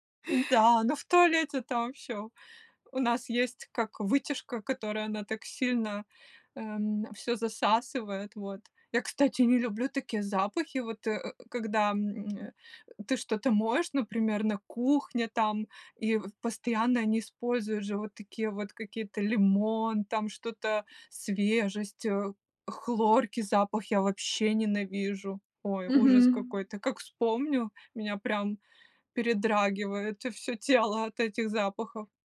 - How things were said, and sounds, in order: none
- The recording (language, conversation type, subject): Russian, podcast, Как ты создаёшь уютное личное пространство дома?